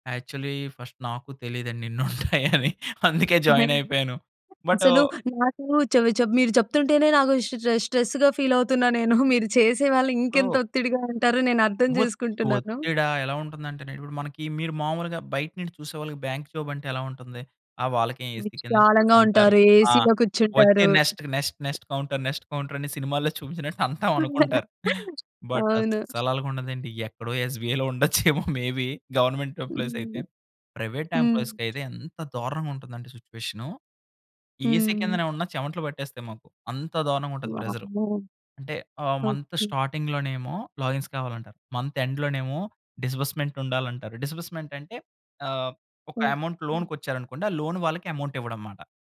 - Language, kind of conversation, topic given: Telugu, podcast, ఒత్తిడిని తగ్గించుకోవడానికి మీరు సాధారణంగా ఏ మార్గాలు అనుసరిస్తారు?
- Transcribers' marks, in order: in English: "యాక్చువల్లి ఫస్ట్"; laughing while speaking: "ఇన్నుంటాయని. అందుకే జాయిన్ అయిపోయాను"; in English: "జాయిన్"; other background noise; in English: "బట్"; in English: "స్ట్రెస్‌గా ఫీల్"; in English: "బ్యాంక్ జాబ్"; in English: "ఏసీ"; in English: "ఏసీలో"; in English: "నెక్స్ట్, నెక్స్ట్, నెక్స్ట్ కౌంటర్ నెక్స్ట్ కౌంటర్"; chuckle; in English: "బట్"; in English: "ఎస్‌బీఐలో"; laughing while speaking: "ఉండొచ్చేమో మేబీ గవర్నమెంట్ ఎంప్లాయీసైతే"; in English: "మేబీ గవర్నమెంట్"; in English: "ప్రైవేట్"; in English: "సిట్యుయేషన్ ఏసీ"; in English: "ప్రెషర్"; in English: "మంత్ స్టార్టింగ్‌లో"; in English: "లాగిన్స్"; in English: "మంత్ ఎండ్"; in English: "డిస్బర్స్‌మెంట్"; in English: "డిస్బర్స్‌మెంట్"; in English: "అమౌంట్ లోన్‌కి"; in English: "లోన్"; in English: "అమౌంట్"